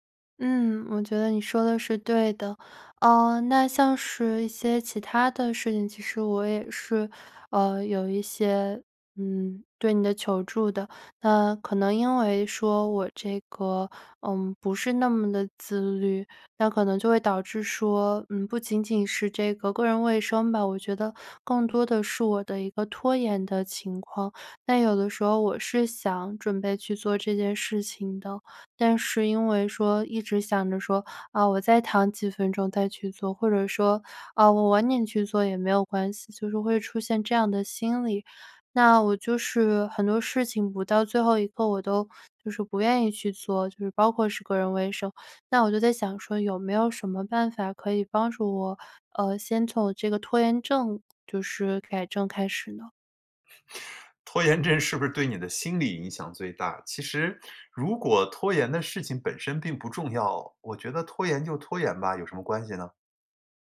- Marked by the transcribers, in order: other noise
- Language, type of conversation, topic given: Chinese, advice, 你会因为太累而忽视个人卫生吗？